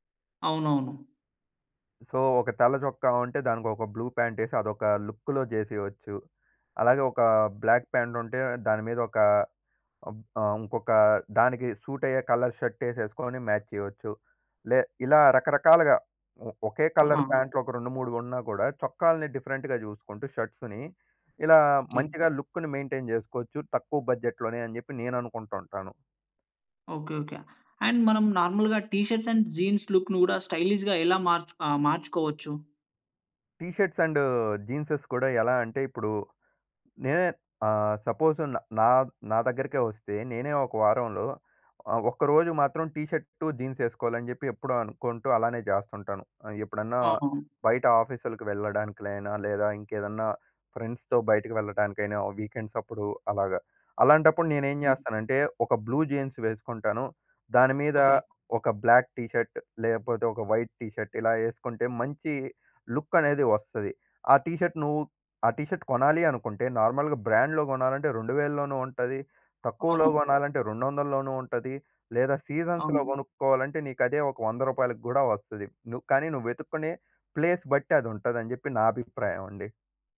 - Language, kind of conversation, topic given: Telugu, podcast, తక్కువ బడ్జెట్‌లో కూడా స్టైలుగా ఎలా కనిపించాలి?
- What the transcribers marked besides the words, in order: in English: "సో"; in English: "బ్లూ ప్యాంట్"; in English: "బ్లాక్ ప్యాంట్"; in English: "సూట్"; in English: "కలర్ షర్ట్"; in English: "మ్యాచ్"; in English: "కలర్"; in English: "షర్ట్స్‌ని"; in English: "మెయింటైన్"; in English: "బడ్జెట్‌లోనే"; in English: "అండ్"; in English: "నార్మల్‌గా టిషర్ట్స్ అండ్ జీన్స్ లుక్‌ని"; in English: "స్టైలిష్‌గా"; in English: "టీ షర్ట్స్ అండ్ జీన్సెస్"; in English: "సపోజ్"; in English: "టీ షర్ట్ జీన్స్"; in English: "ఫ్రెండ్స్‌తో"; in English: "వీకెండ్స్"; other background noise; in English: "బ్లూ జీన్స్"; in English: "బ్లాక్ టీ షర్ట్"; in English: "వైట్ టీ షర్ట్"; in English: "లుక్"; in English: "టీ షర్ట్"; in English: "టీ షర్ట్"; in English: "నార్మల్‌గా బ్రాండ్‌లో"; in English: "సీజన్స్‌లో"; in English: "ప్లేస్"